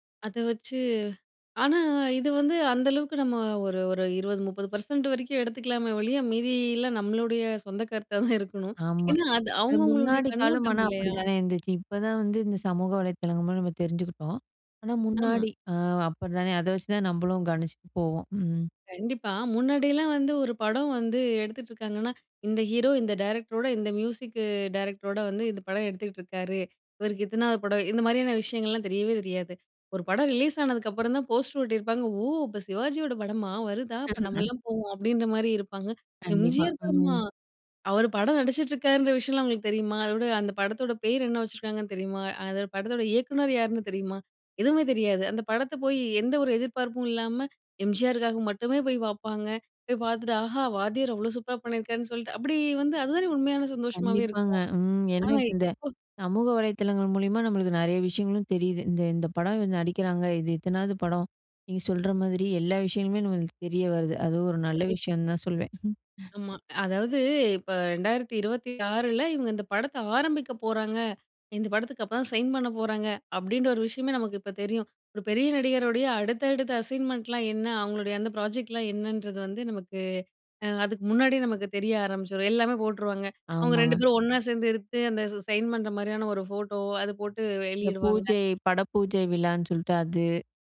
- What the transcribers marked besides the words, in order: laughing while speaking: "கருத்தா தான் இருக்கணும்"; laugh; chuckle; in English: "அசைன்மெண்ட்லாம்"; in English: "ப்ராஜெக்ட்லாம்"
- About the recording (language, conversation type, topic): Tamil, podcast, ஒரு நடிகர் சமூக ஊடகத்தில் (இன்ஸ்டாகிராம் போன்றவற்றில்) இடும் பதிவுகள், ஒரு திரைப்படத்தின் வெற்றியை எவ்வாறு பாதிக்கின்றன?